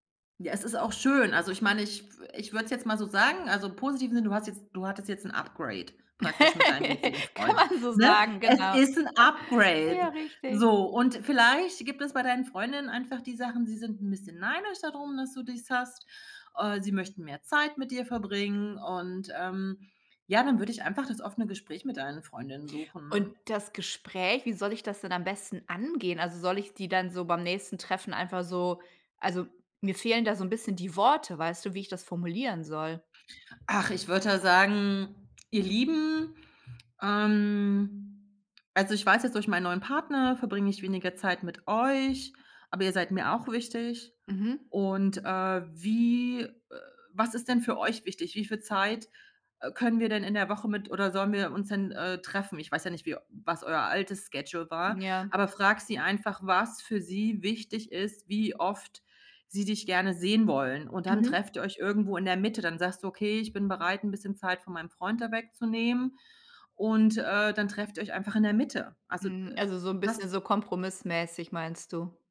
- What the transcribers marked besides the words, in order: other background noise; laugh; laughing while speaking: "Kann man so"; tapping; drawn out: "ähm"; in English: "Schedule"
- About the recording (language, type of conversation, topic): German, advice, Wie kann ich eine gute Balance zwischen Zeit für meinen Partner und für Freundschaften finden?